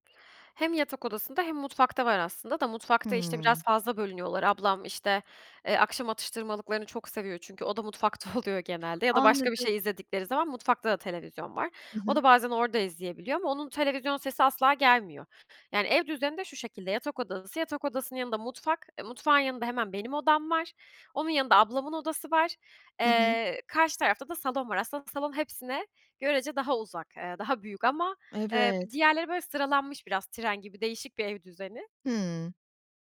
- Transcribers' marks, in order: tapping; other background noise
- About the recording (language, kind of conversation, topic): Turkish, advice, Evde çalışırken neden sakin bir çalışma alanı oluşturmakta zorlanıyorum?